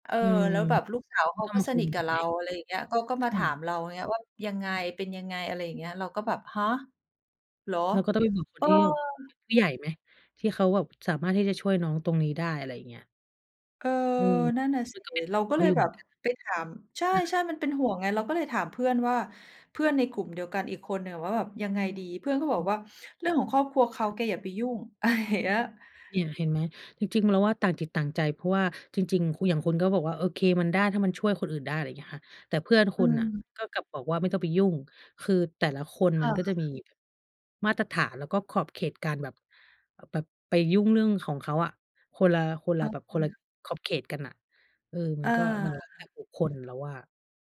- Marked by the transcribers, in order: other noise; laughing while speaking: "อะไรอย่าง"
- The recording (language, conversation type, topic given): Thai, unstructured, ความลับในครอบครัวควรเก็บไว้หรือควรเปิดเผยดี?